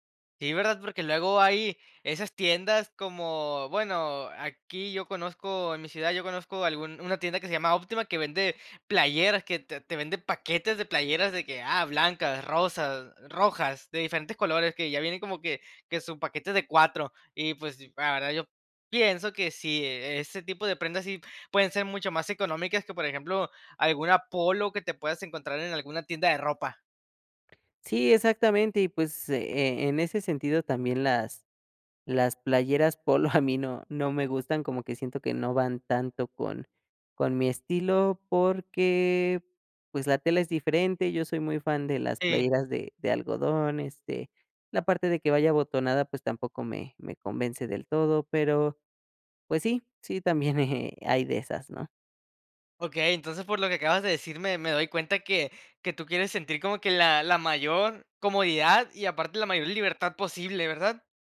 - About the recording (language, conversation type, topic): Spanish, podcast, ¿Qué prenda te define mejor y por qué?
- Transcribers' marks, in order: laughing while speaking: "a mí"